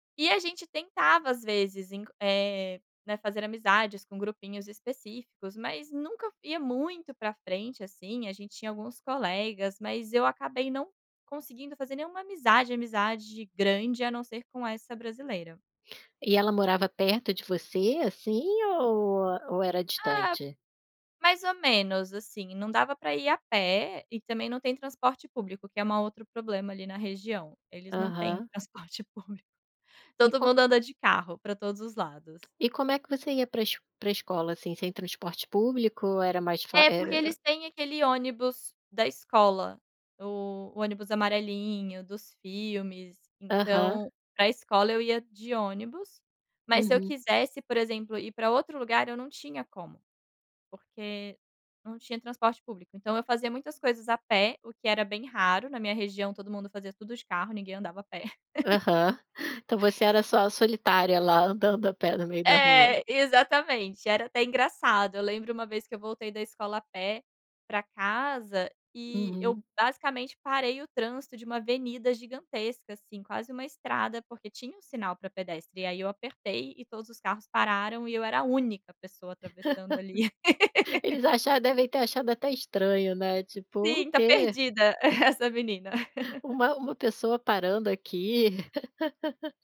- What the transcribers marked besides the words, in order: tapping; laughing while speaking: "transporte público"; laugh; laugh; laughing while speaking: "essa"; giggle; laugh
- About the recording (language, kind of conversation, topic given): Portuguese, podcast, Que viagem marcou você e mudou a sua forma de ver a vida?